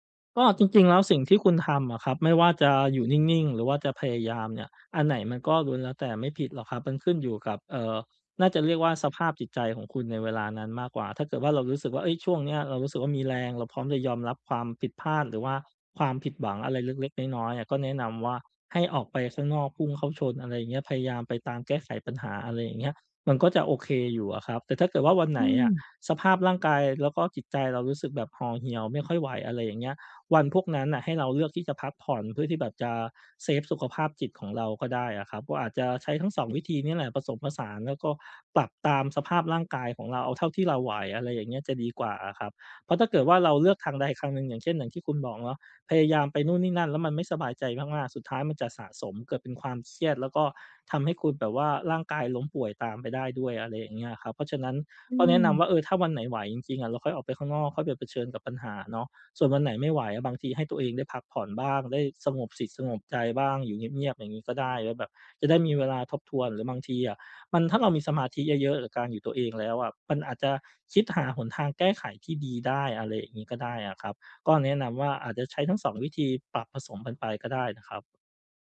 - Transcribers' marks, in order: other background noise
- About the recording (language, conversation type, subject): Thai, advice, ฉันจะยอมรับการเปลี่ยนแปลงในชีวิตอย่างมั่นใจได้อย่างไร?